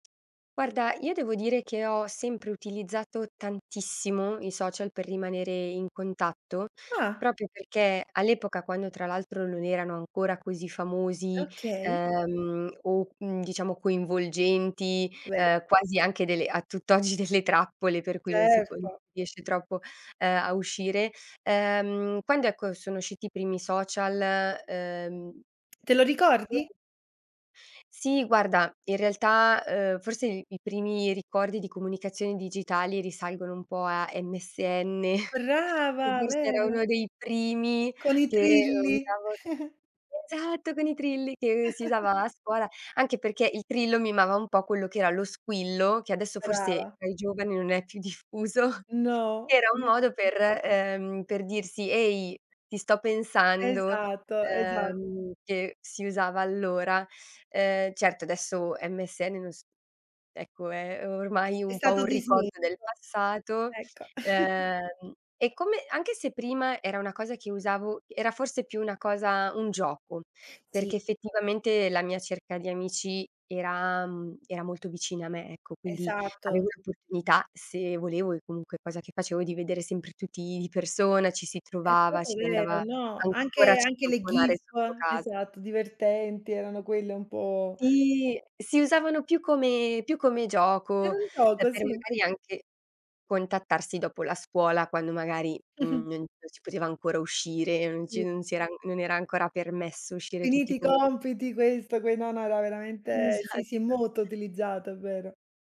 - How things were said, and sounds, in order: "proprio" said as "propio"; other background noise; laughing while speaking: "tutt'oggi"; unintelligible speech; chuckle; "esatto" said as "satto"; chuckle; laughing while speaking: "diffuso"; unintelligible speech; chuckle; background speech; "proprio" said as "propo"; chuckle
- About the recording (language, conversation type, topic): Italian, podcast, Come usi i social per restare in contatto con gli amici?